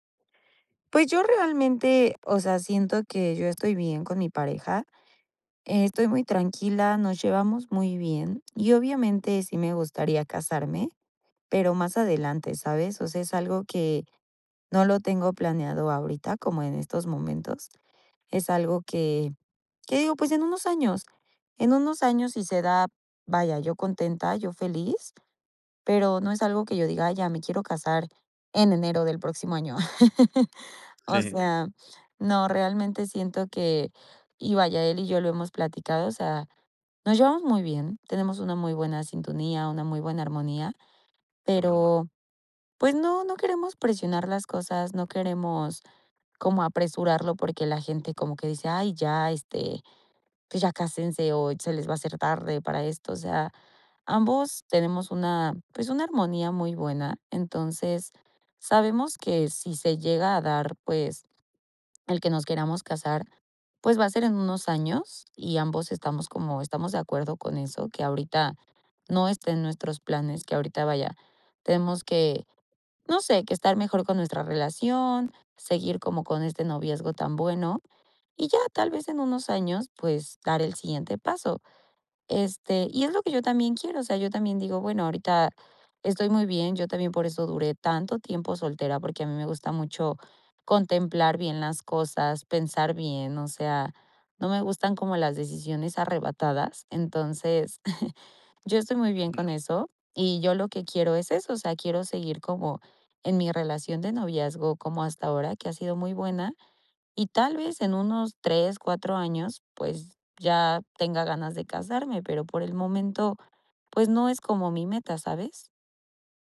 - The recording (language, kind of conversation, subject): Spanish, advice, ¿Cómo te has sentido ante la presión de tu familia para casarte y formar pareja pronto?
- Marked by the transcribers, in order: chuckle; chuckle